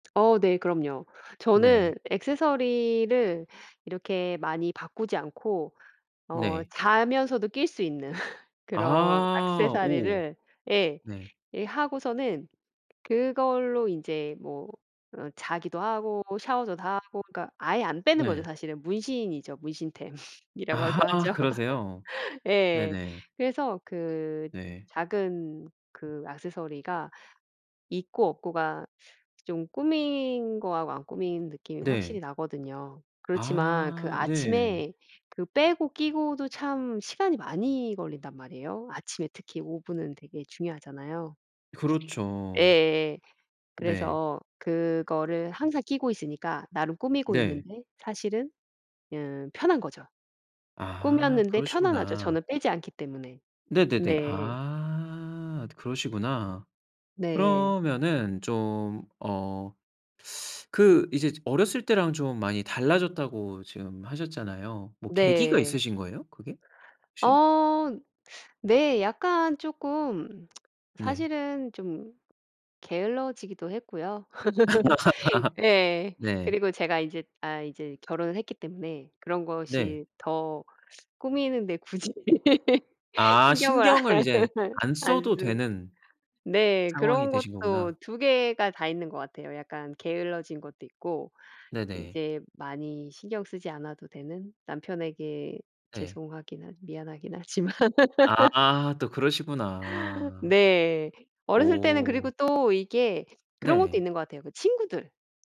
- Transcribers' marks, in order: laugh; other background noise; laugh; laughing while speaking: "아"; laugh; teeth sucking; teeth sucking; tsk; laugh; laugh; laughing while speaking: "굳이 신경을 안 안 쓰"; laugh
- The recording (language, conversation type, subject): Korean, podcast, 꾸밀 때와 편안함 사이에서 어떻게 균형을 잡으시나요?